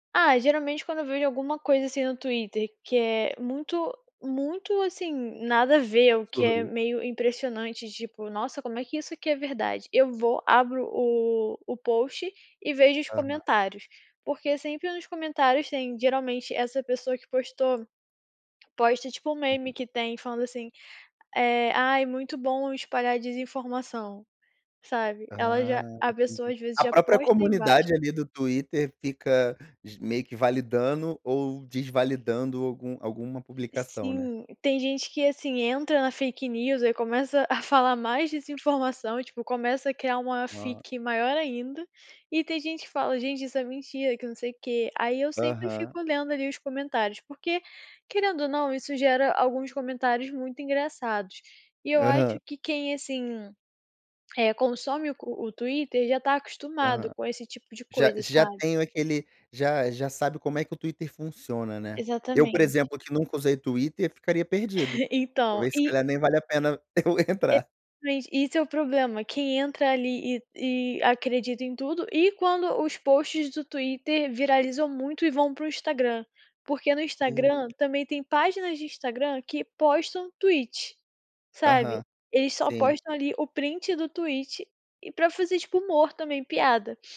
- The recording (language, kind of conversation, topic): Portuguese, podcast, Como filtrar conteúdo confiável em meio a tanta desinformação?
- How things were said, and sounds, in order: tapping; in English: "post"; in English: "fake news"; in English: "fic"; chuckle; laughing while speaking: "eu entrar"; in English: "posts"; in English: "Tweet"; in English: "Tweet"